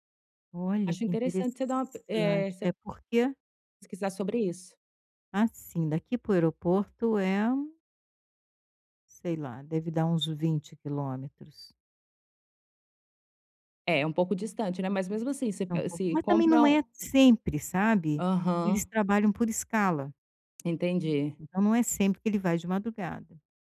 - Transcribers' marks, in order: tapping
- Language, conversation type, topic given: Portuguese, advice, Como posso lidar com mudanças inesperadas na minha vida?